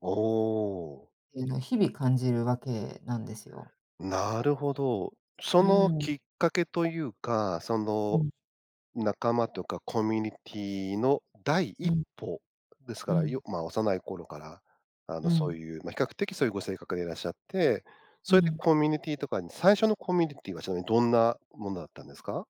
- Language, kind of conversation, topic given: Japanese, podcast, 学びにおいて、仲間やコミュニティはどんな役割を果たしていると感じますか？
- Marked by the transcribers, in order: none